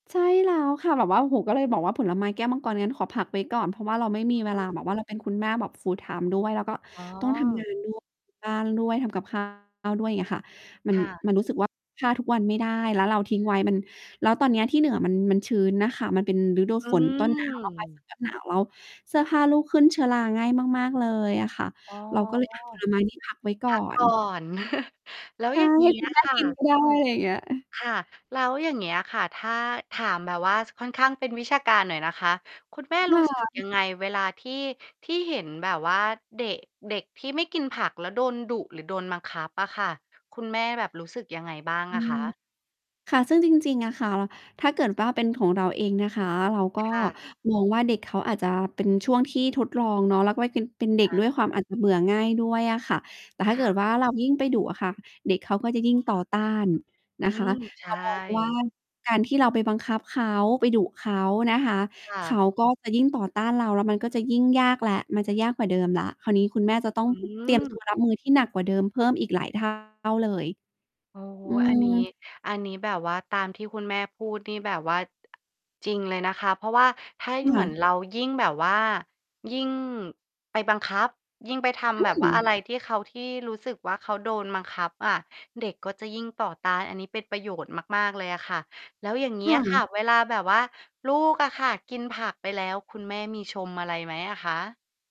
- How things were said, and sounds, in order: distorted speech; in English: "full-time"; chuckle; mechanical hum; other noise
- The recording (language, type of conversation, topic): Thai, podcast, คุณมีวิธีปรับเมนูอย่างไรให้เด็กยอมกินผักมากขึ้น?